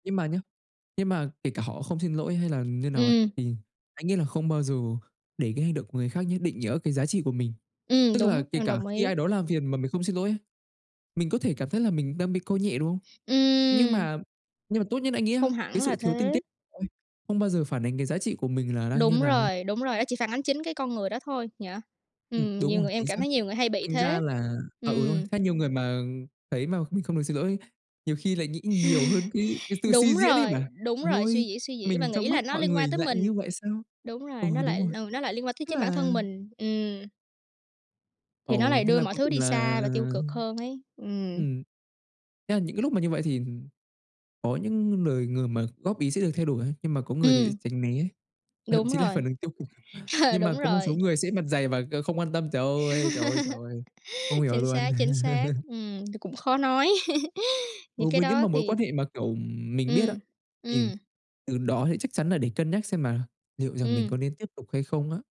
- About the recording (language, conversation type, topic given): Vietnamese, unstructured, Bạn phản ứng thế nào khi ai đó làm phiền bạn nhưng không xin lỗi?
- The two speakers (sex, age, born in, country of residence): female, 20-24, Vietnam, United States; male, 20-24, Vietnam, Vietnam
- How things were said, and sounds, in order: other background noise; tapping; laughing while speaking: "Ờ"; chuckle; chuckle; chuckle